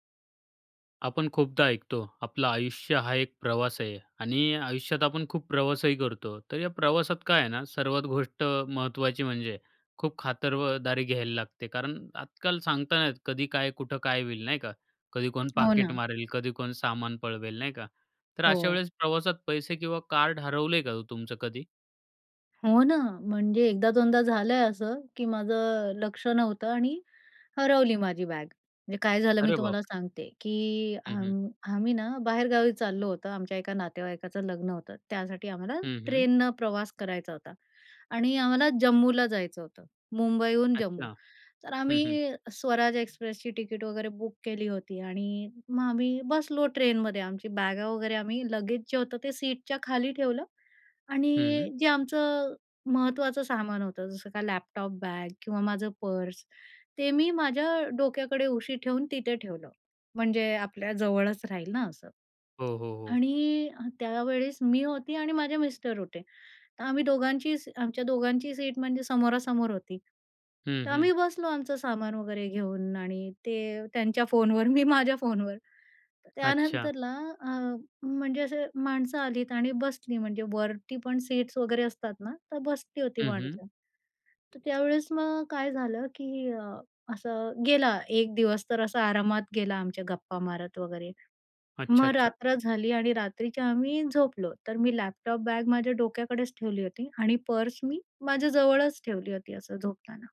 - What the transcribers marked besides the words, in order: laughing while speaking: "गोष्ट"; other background noise; surprised: "अरे बापरे!"; in English: "एक्सप्रेसची"; in English: "लगेच"; tapping; laughing while speaking: "त्यांच्या फोनवर मी माझ्या फोनवर"
- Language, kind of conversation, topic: Marathi, podcast, प्रवासात पैसे किंवा कार्ड हरवल्यास काय करावे?